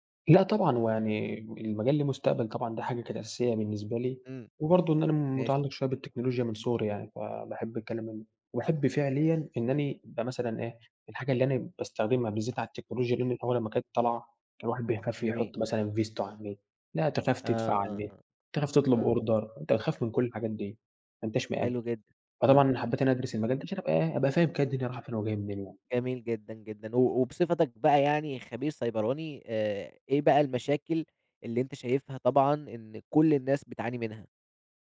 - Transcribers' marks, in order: unintelligible speech; tapping; in English: "أوردر"
- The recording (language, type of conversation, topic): Arabic, podcast, ازاي بتحافظ على خصوصيتك على الإنترنت من وجهة نظرك؟